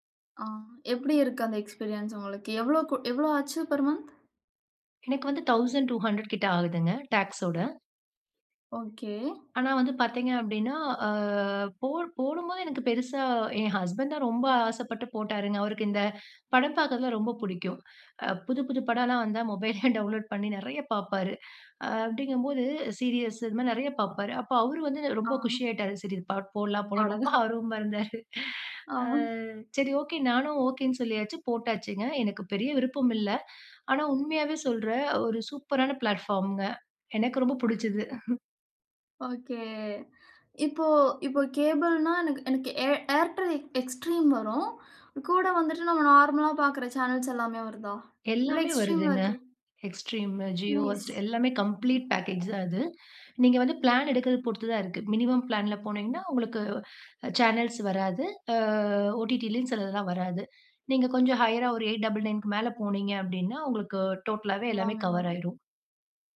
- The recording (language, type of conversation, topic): Tamil, podcast, ஸ்ட்ரீமிங் தளங்கள் சினிமா அனுபவத்தை எவ்வாறு மாற்றியுள்ளன?
- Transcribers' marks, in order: in English: "எக்ஸ்பீரியன்ஸ்"; in English: "பெர் மந்த்?"; in English: "தௌசண்ட் டூ ஹண்ட்ரட்"; in English: "டாக்ஸ்"; chuckle; laughing while speaking: "அடடா!"; in English: "பிளாட்பார்ம்ங்க"; chuckle; drawn out: "ஒகே"; in English: "கேபிள்ன்னா"; in English: "சேனல்ஸ்"; in English: "கம்ப்ளீட் பேக்கேஜ்"; in English: "பிளான்"; in English: "மினிமம் பிளான்"; in English: "சேனல்ஸ்"; in English: "ஹையரா"; in English: "எய்ட் டபுள் நயன்க்கு"; in English: "டோட்டலாவே"; in English: "கவர்"